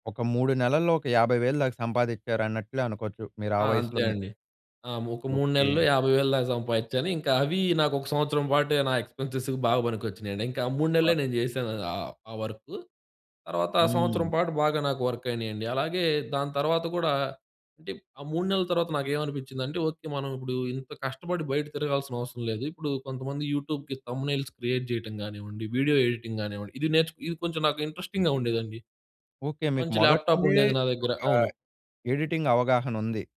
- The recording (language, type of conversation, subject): Telugu, podcast, సృజనాత్మకంగా డబ్బు సమకూర్చుకోవడానికి మీరు ఏ ఏ మార్గాలను ప్రయత్నించారు?
- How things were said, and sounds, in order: in English: "ఎక్స్‌పెన్సెస్"; other background noise; in English: "వర్క్"; in English: "యూట్యూబ్‌కి థంబ్‌నెయిల్స్ క్రియేట్"; in English: "వీడియో ఎడిటింగ్"; in English: "ఇంట్రెస్టింగ్‌గా"; in English: "ల్యాప్‌టాప్"; in English: "ఎడిటింగ్"